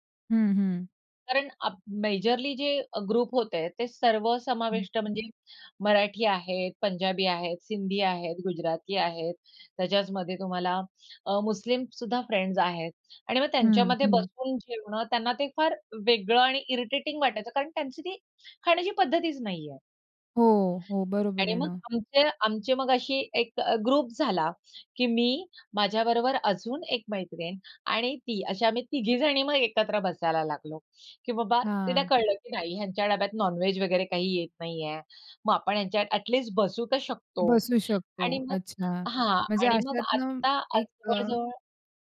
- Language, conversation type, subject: Marathi, podcast, प्रवासात भेटलेले मित्र दीर्घकाळ टिकणारे जिवलग मित्र कसे बनले?
- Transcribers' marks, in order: in English: "ग्रुप"; in English: "फ्रेंड्स"; in English: "इरिटेटिंग"; in English: "ग्रुप"